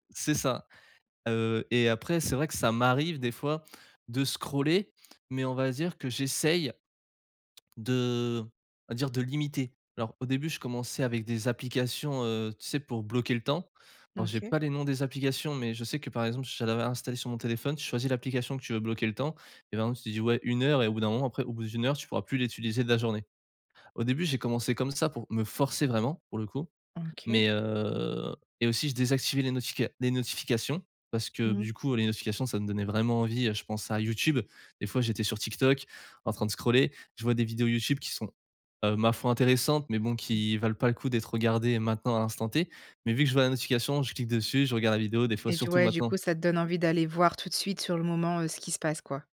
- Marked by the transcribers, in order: other background noise; stressed: "forcer"
- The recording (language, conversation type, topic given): French, podcast, Comment éviter de scroller sans fin le soir ?